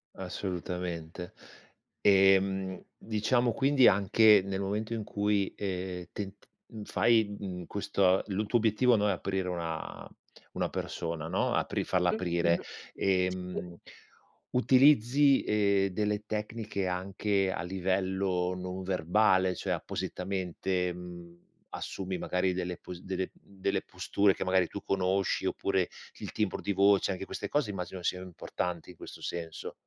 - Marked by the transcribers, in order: "Cioè" said as "ceh"
- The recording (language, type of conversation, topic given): Italian, podcast, Come fai a porre domande che aiutino gli altri ad aprirsi?
- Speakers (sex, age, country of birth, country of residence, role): female, 30-34, Italy, Italy, guest; male, 45-49, Italy, Italy, host